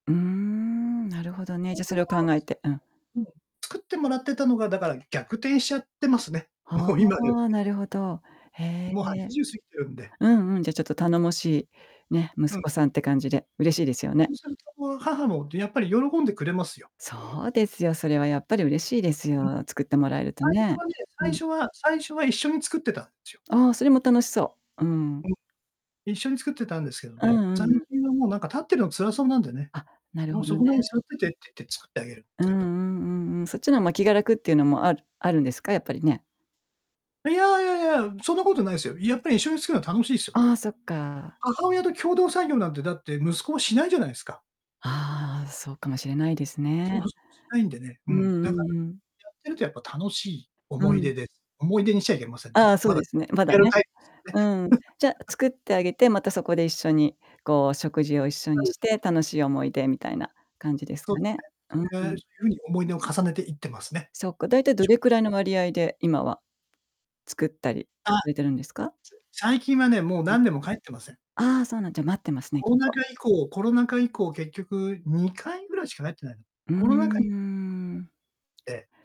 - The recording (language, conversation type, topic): Japanese, podcast, 忘れられない食事や味の思い出はありますか？
- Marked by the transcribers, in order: distorted speech; laughing while speaking: "もう今ではね"; static; laugh; unintelligible speech; unintelligible speech; drawn out: "うーん"; unintelligible speech